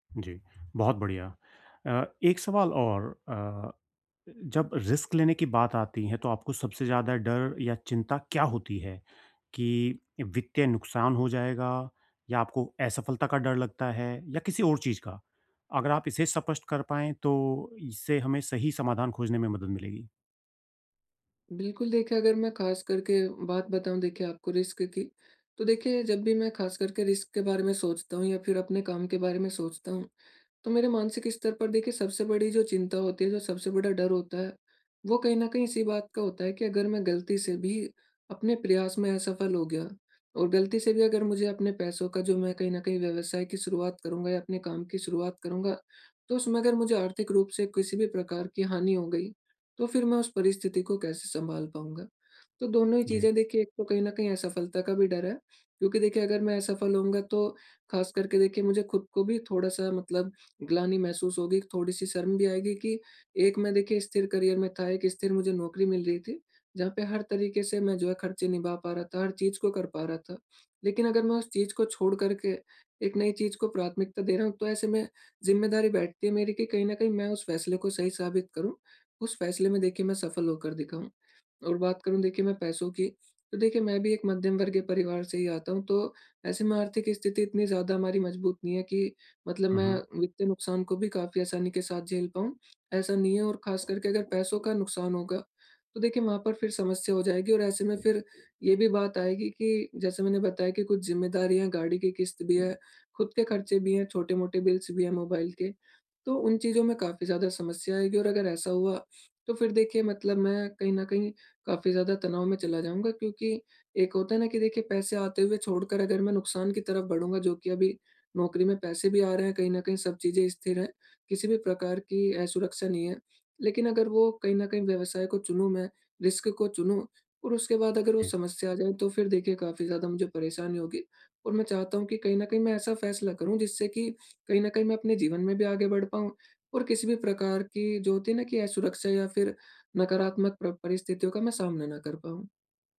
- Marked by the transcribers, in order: tapping; in English: "रिस्क"; in English: "रिस्क"; in English: "रिस्क"; horn; in English: "करियर"; in English: "बिल्स"; other background noise; in English: "रिस्क"
- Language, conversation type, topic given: Hindi, advice, करियर में अर्थ के लिए जोखिम लिया जाए या स्थिरता चुनी जाए?